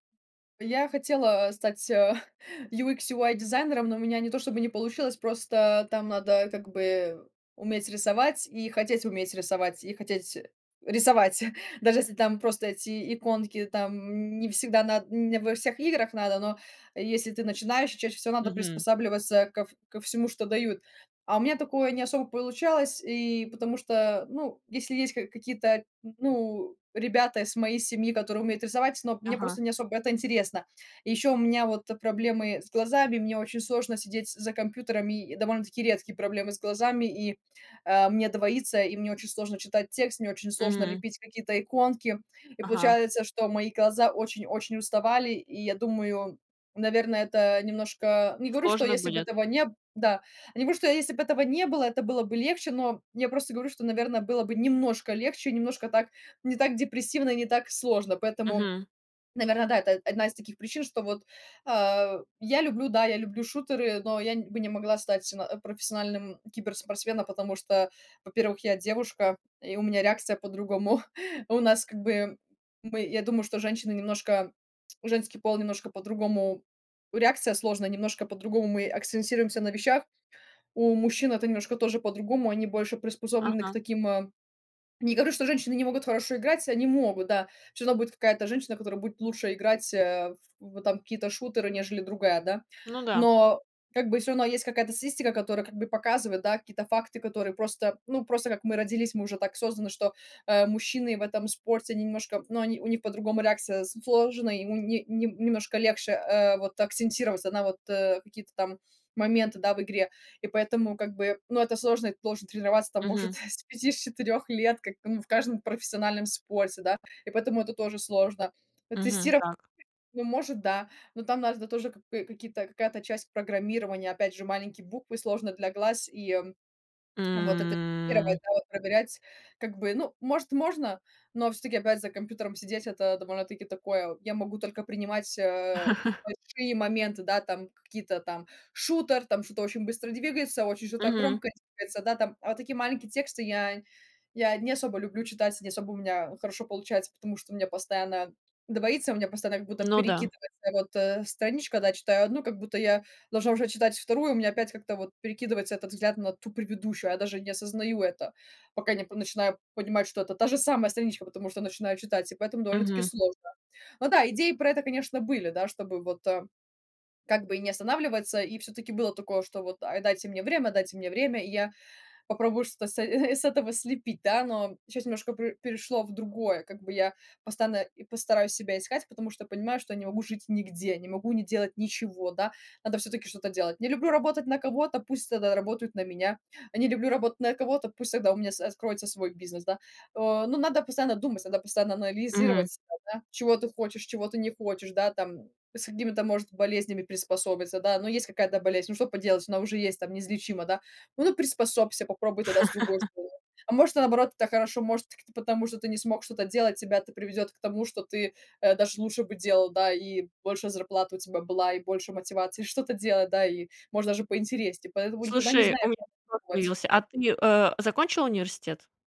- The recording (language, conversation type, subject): Russian, podcast, Что тебя больше всего мотивирует учиться на протяжении жизни?
- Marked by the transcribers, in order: chuckle; chuckle; tapping; chuckle; tsk; chuckle; drawn out: "М"; other background noise; chuckle; chuckle; laugh; unintelligible speech